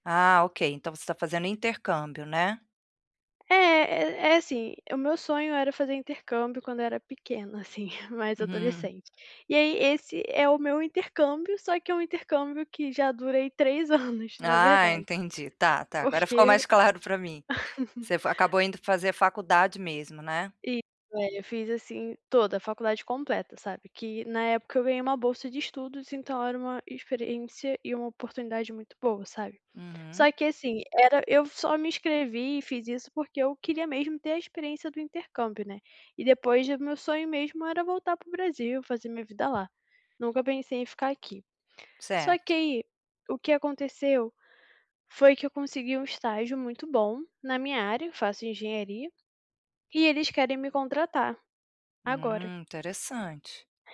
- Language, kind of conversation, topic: Portuguese, advice, Como posso tomar uma decisão sobre o meu futuro com base em diferentes cenários e seus possíveis resultados?
- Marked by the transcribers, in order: chuckle; chuckle; other background noise; laugh; tapping